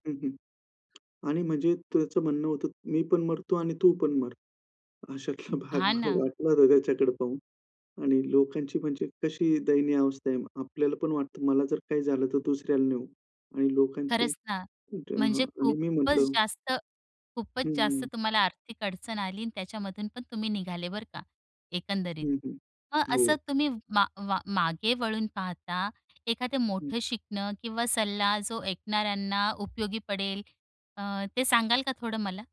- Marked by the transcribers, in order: tapping; laughing while speaking: "मला वाटलं होतं त्याच्याकडे पाहून"
- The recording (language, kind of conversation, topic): Marathi, podcast, आर्थिक अडचणींना तुम्ही कसे सामोरे गेलात?